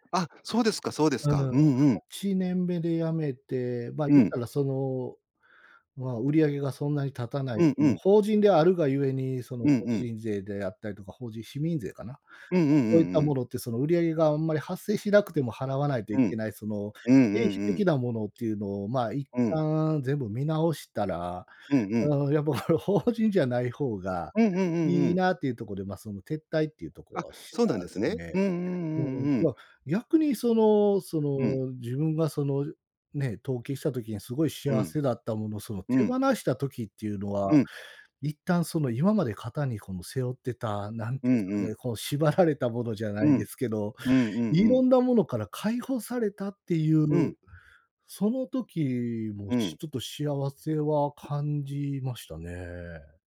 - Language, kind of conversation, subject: Japanese, podcast, 人生でいちばん幸せだったのは、どんなときですか？
- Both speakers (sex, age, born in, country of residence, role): male, 45-49, Japan, Japan, guest; male, 50-54, Japan, Japan, host
- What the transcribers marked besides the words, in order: tapping; laughing while speaking: "もうこれ、法人"